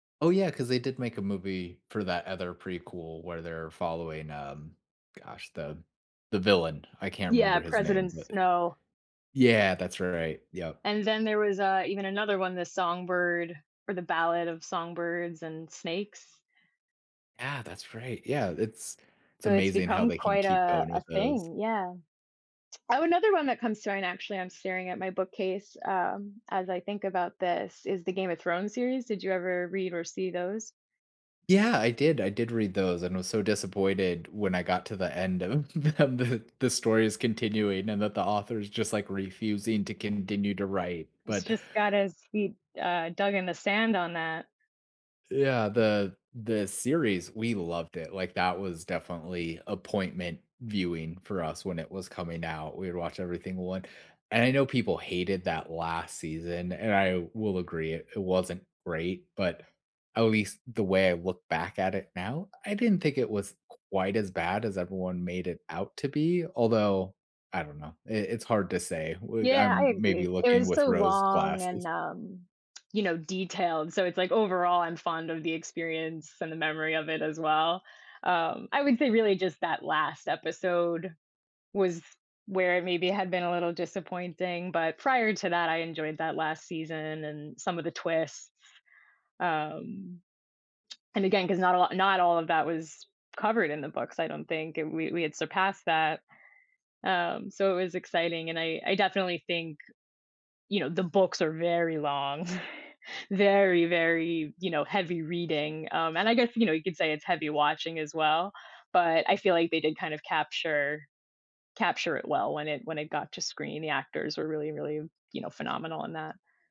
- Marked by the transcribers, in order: tapping; lip smack; laughing while speaking: "of the of the"; lip smack; lip smack; chuckle; other background noise
- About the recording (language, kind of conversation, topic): English, unstructured, Which book-to-screen adaptations surprised you the most, either as delightful reinventions or disappointing misses, and why did they stick with you?
- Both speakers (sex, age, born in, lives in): female, 35-39, United States, United States; male, 40-44, United States, United States